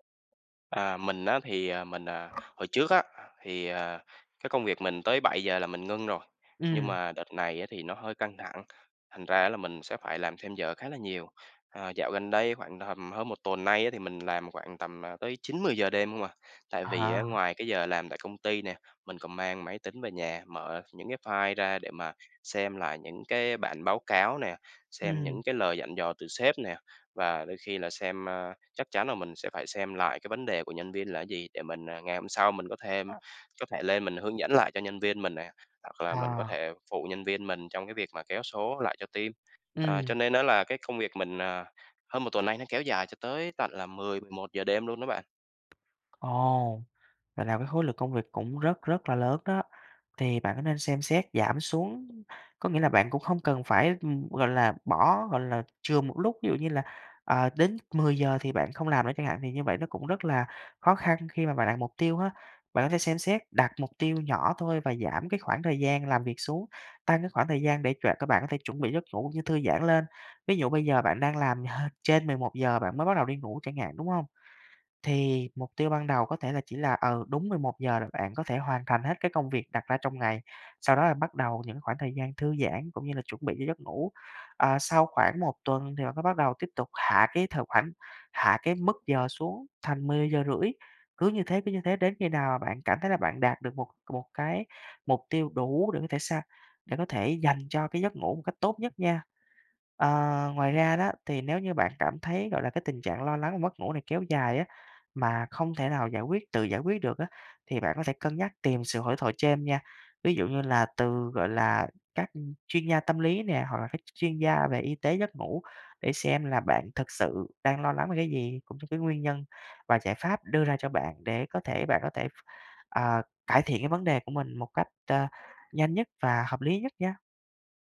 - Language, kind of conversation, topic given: Vietnamese, advice, Làm thế nào để giảm lo lắng và mất ngủ do suy nghĩ về công việc?
- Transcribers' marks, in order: tapping; other background noise; in English: "team"; "cho" said as "chọe"